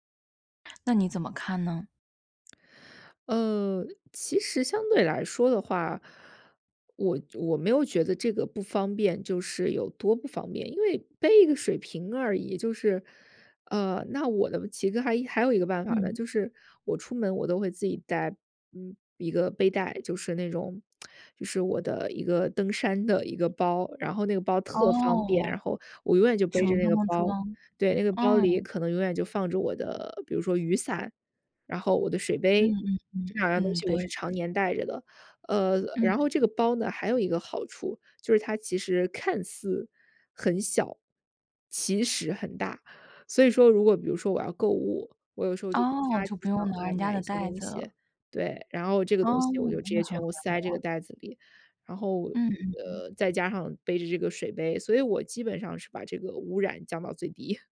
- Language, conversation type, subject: Chinese, podcast, 你会如何减少一次性用品的使用？
- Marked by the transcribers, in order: other background noise; tsk; tapping; laughing while speaking: "低"